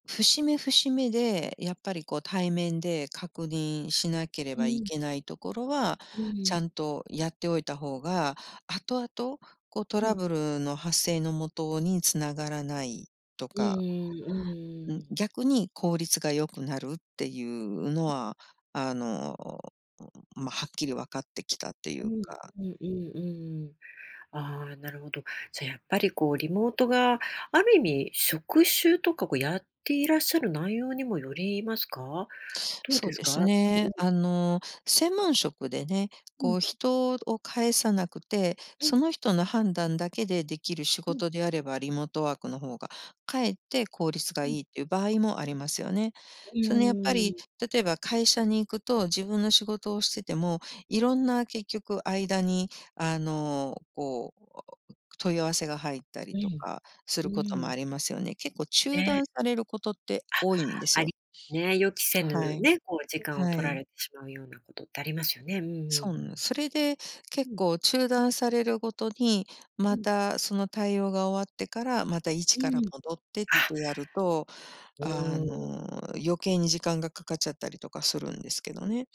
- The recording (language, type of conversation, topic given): Japanese, podcast, リモートワークの良いところと困ることは何ですか？
- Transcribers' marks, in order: groan; tapping; other background noise